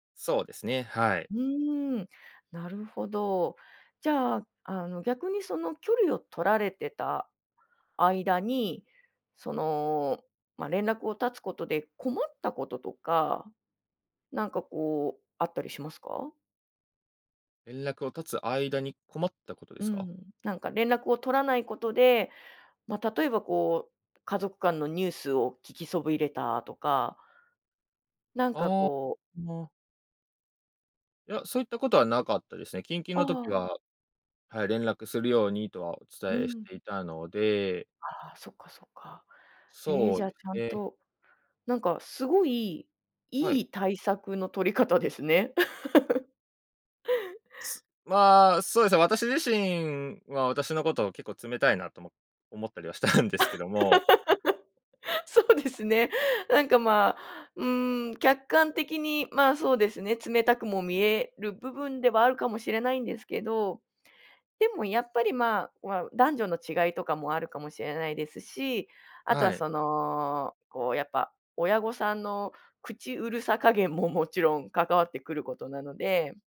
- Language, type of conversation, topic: Japanese, podcast, 親と距離を置いたほうがいいと感じたとき、どうしますか？
- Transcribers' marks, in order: laugh; laughing while speaking: "したんですけども"; laugh; laughing while speaking: "そうですね"